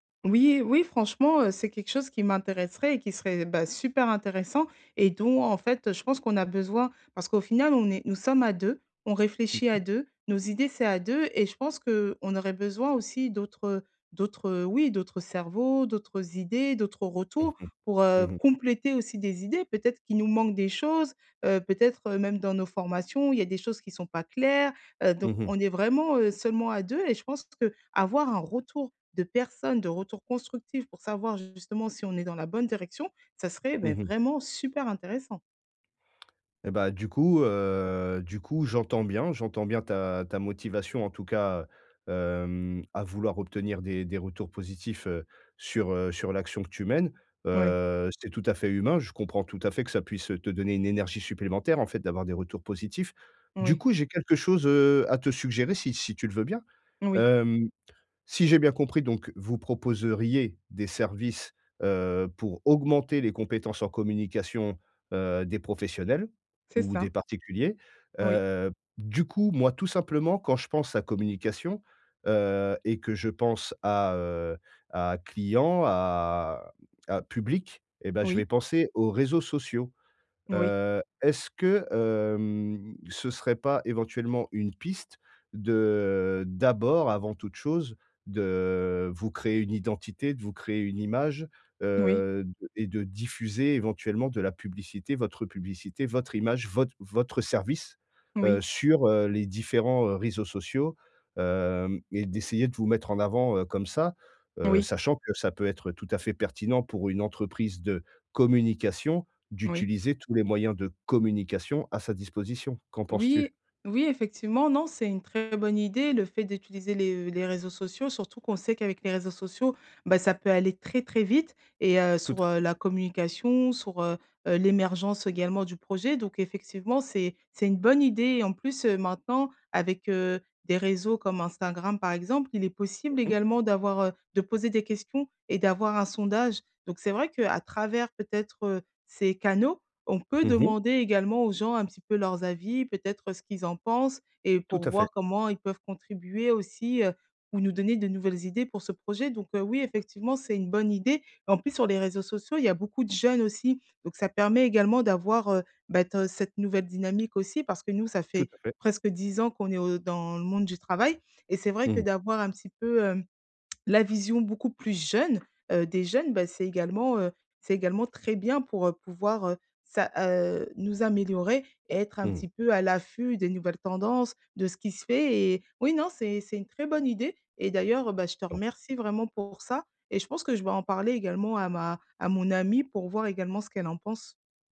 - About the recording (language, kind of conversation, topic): French, advice, Comment valider rapidement si mon idée peut fonctionner ?
- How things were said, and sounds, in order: stressed: "super"; drawn out: "heu"; drawn out: "à"; drawn out: "hem"; stressed: "vot"; stressed: "communication"; stressed: "communication"; "sur" said as "sour"; "sur" said as "sour"